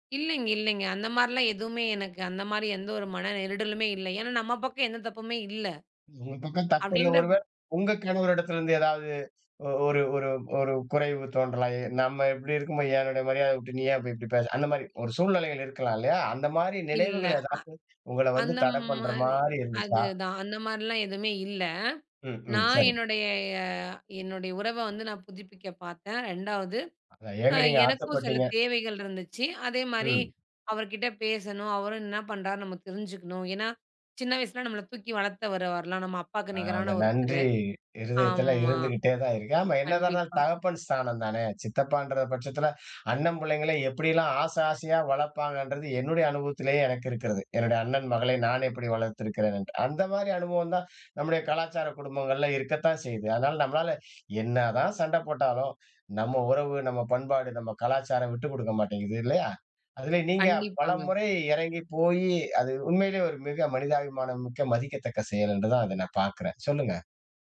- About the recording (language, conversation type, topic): Tamil, podcast, தீவிரமான மோதலுக்குப் பிறகு உரையாடலை மீண்டும் தொடங்க நீங்கள் எந்த வார்த்தைகளைப் பயன்படுத்துவீர்கள்?
- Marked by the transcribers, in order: other noise; drawn out: "ஆமா"